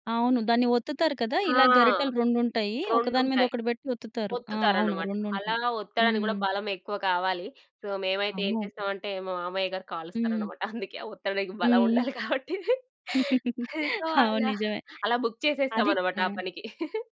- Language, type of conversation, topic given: Telugu, podcast, పండగ రోజుల్లో మీ ఇంటి వాతావరణం ఎలా మారుతుంది?
- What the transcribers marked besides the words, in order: in English: "సో"; tapping; laughing while speaking: "అందుకే ఒత్తనికి బలం ఉండాలి కాబట్టి. సో, అలా. అలా బుక్ చేసేస్తామన్నమాట ఆ పనికి"; laughing while speaking: "అవును. నిజమే"; in English: "సో"; in English: "బుక్"